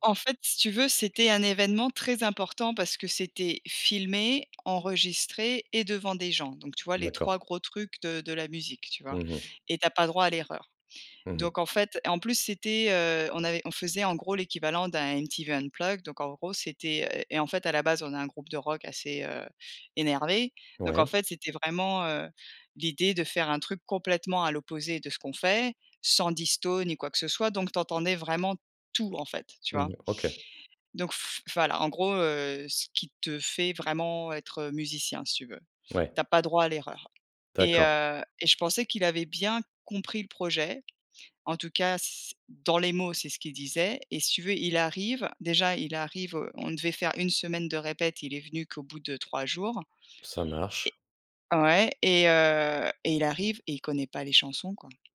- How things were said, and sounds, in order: put-on voice: "MTV Unplugged"; stressed: "énervé"; stressed: "tout"; other background noise
- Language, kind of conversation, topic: French, advice, Comment puis-je mieux poser des limites avec mes collègues ou mon responsable ?